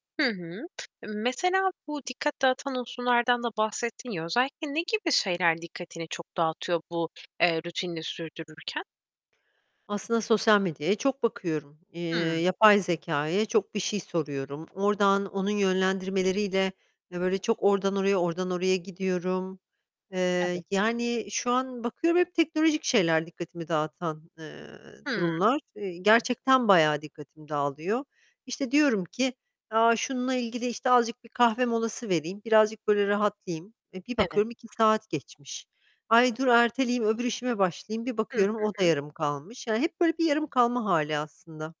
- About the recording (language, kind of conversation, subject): Turkish, advice, Günlük rutinini ve çalışma planını sürdürmekte zorlanmana ve verimliliğinin iniş çıkışlı olmasına neler sebep oluyor?
- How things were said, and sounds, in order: other background noise; tapping; distorted speech